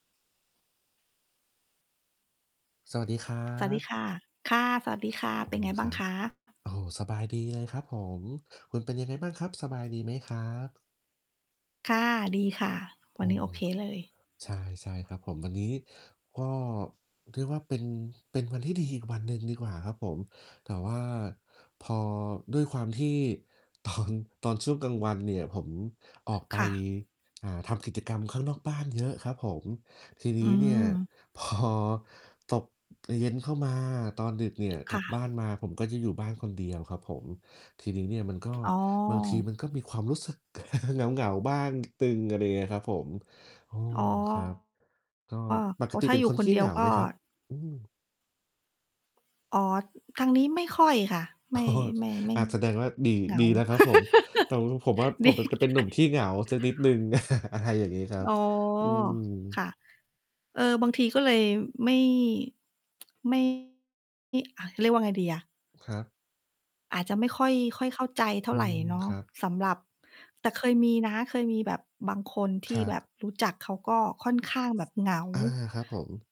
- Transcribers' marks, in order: distorted speech; tapping; laughing while speaking: "ตอน"; laughing while speaking: "พอ"; chuckle; other noise; chuckle; "แต่" said as "แต่ว"; laugh; laughing while speaking: "ดียังไง"; chuckle
- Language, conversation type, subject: Thai, unstructured, ทำไมบางคนถึงรู้สึกเหงาแม้อยู่ท่ามกลางผู้คนมากมาย?